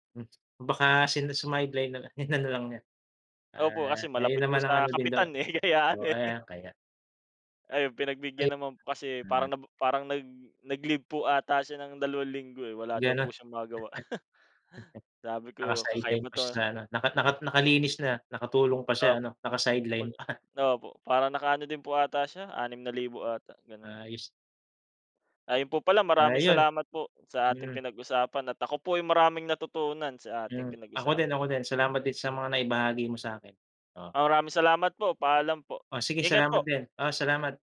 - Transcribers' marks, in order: tapping; laughing while speaking: "inano"; laughing while speaking: "eh, kaya ano, eh"; chuckle; laughing while speaking: "pa"
- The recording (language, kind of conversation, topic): Filipino, unstructured, Ano ang mga ginagawa mo para makatulong sa paglilinis ng kapaligiran?